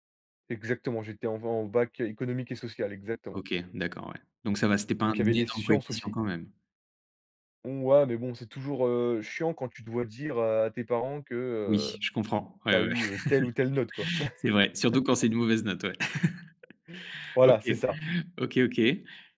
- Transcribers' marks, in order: stressed: "énorme"; chuckle; chuckle
- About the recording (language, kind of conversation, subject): French, podcast, Peux-tu raconter une journée pourrie qui s’est finalement super bien terminée ?